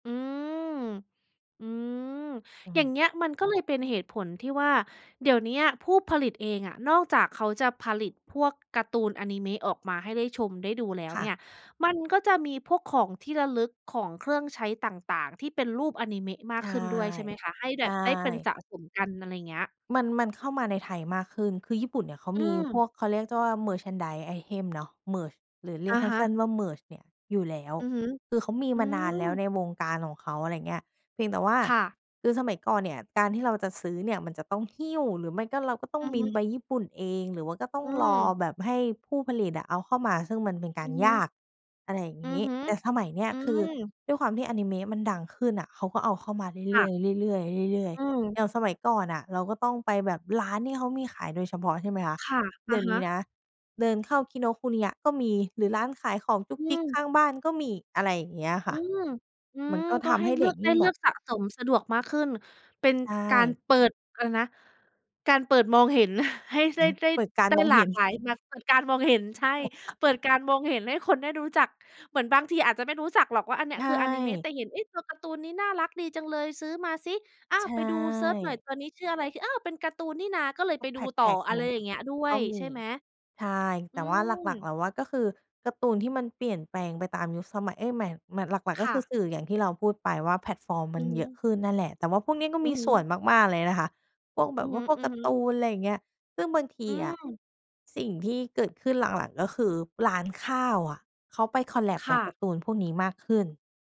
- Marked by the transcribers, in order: other background noise; in English: "Merchandise items"; tapping; other noise; laugh; in English: "คอลแลบ"
- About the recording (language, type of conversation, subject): Thai, podcast, ทำไมอนิเมะถึงได้รับความนิยมมากขึ้น?